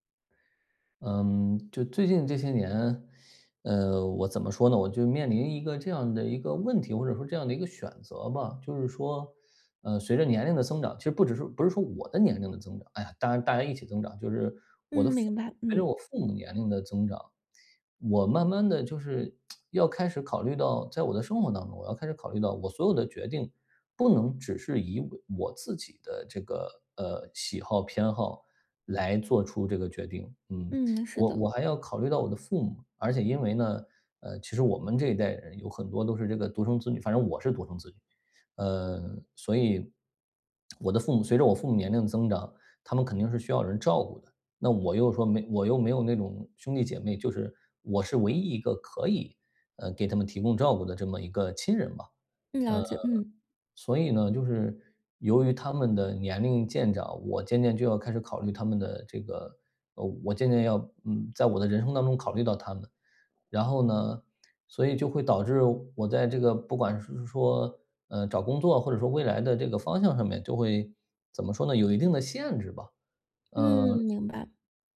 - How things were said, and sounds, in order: lip smack
- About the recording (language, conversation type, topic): Chinese, advice, 陪伴年迈父母的责任突然增加时，我该如何应对压力并做出合适的选择？
- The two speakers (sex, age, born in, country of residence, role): female, 30-34, China, Ireland, advisor; male, 35-39, China, Poland, user